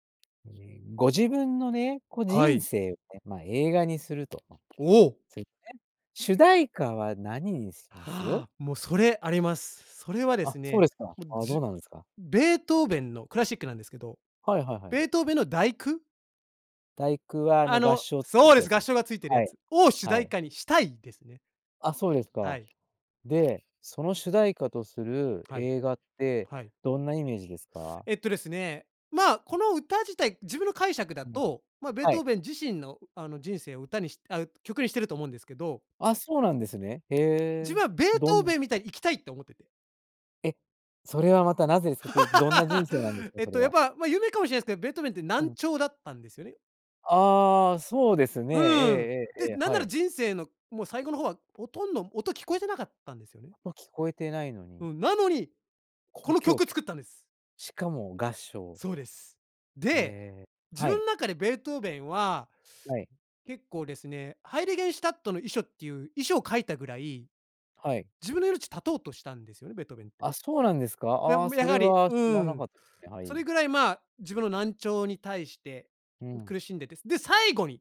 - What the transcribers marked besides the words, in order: tapping; other noise; unintelligible speech; inhale; laugh; stressed: "最後に"
- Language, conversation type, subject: Japanese, podcast, 自分の人生を映画にするとしたら、主題歌は何ですか？